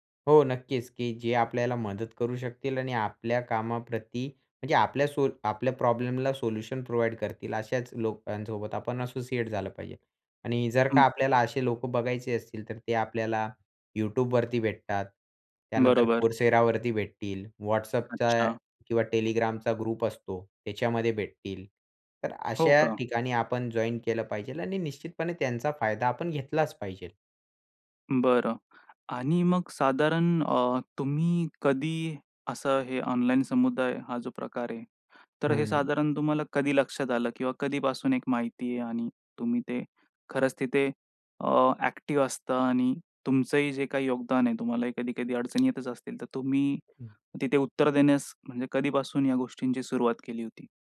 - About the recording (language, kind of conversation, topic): Marathi, podcast, ऑनलाइन समुदायामुळे तुमच्या शिक्षणाला कोणते फायदे झाले?
- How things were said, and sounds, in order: tapping; in English: "प्रोव्हाईड"; in English: "असोसिएट"; other background noise; in English: "ग्रुप"; in English: "जॉइन"